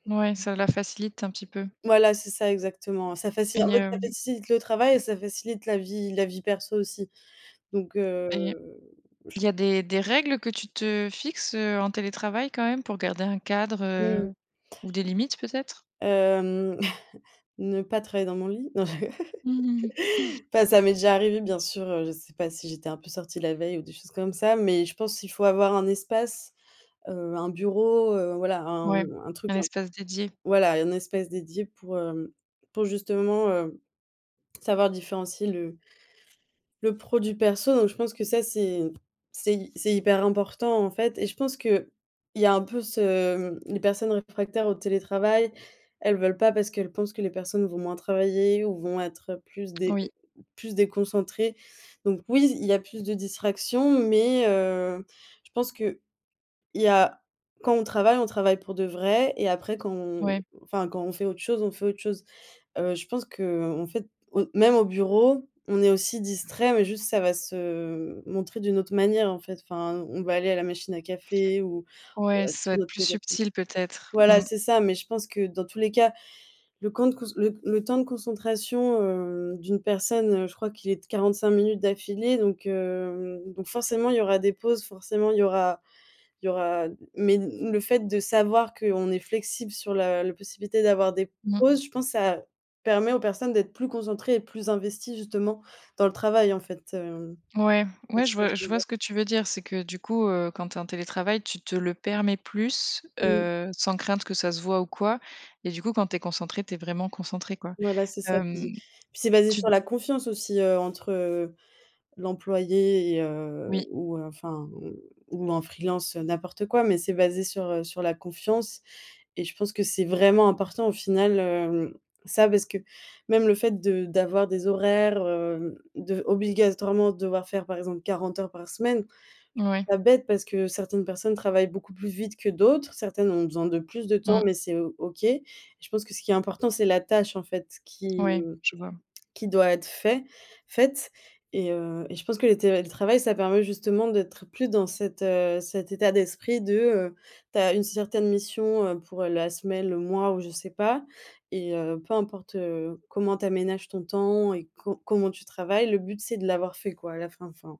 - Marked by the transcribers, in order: tapping; chuckle; laugh; chuckle; stressed: "vrai"; other background noise; stressed: "vraiment"
- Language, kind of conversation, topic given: French, podcast, Que penses-tu, honnêtement, du télétravail à temps plein ?